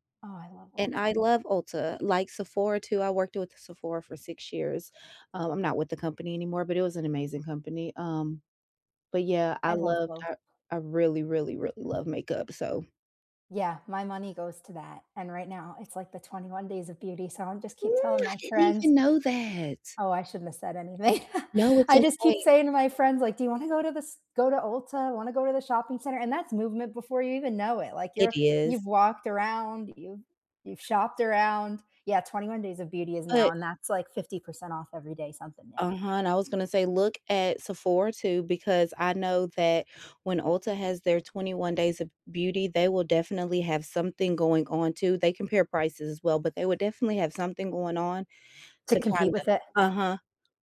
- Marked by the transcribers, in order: other background noise; other noise; laughing while speaking: "anything"
- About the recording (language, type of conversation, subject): English, unstructured, How can you make moving with others easy, social, and fun?
- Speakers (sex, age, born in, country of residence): female, 30-34, United States, United States; female, 40-44, United States, United States